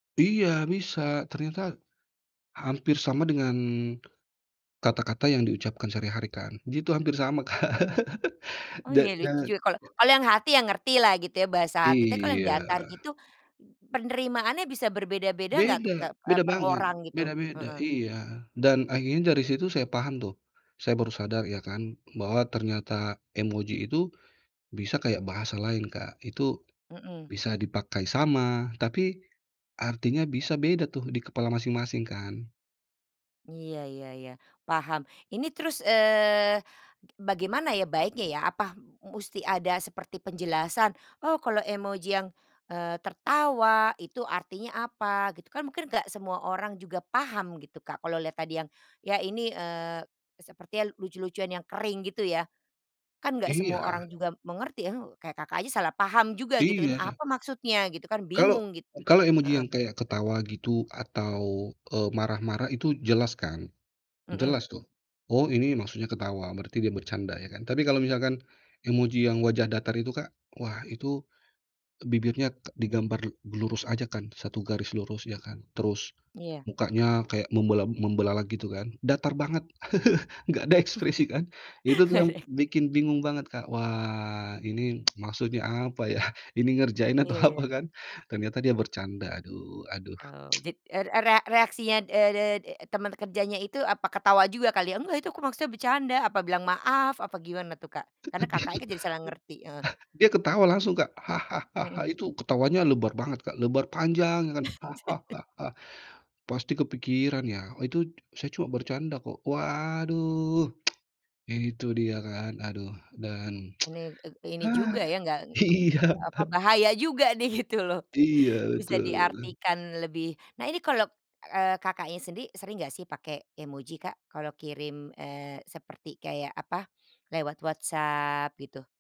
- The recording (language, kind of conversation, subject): Indonesian, podcast, Pernah salah paham gara-gara emoji? Ceritakan, yuk?
- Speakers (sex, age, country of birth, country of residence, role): female, 50-54, Indonesia, Netherlands, host; male, 35-39, Indonesia, Indonesia, guest
- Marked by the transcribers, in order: chuckle; other background noise; chuckle; tsk; chuckle; laughing while speaking: "apa"; tsk; chuckle; chuckle; tsk; tsk; sigh; laughing while speaking: "iya"; laughing while speaking: "gitu loh"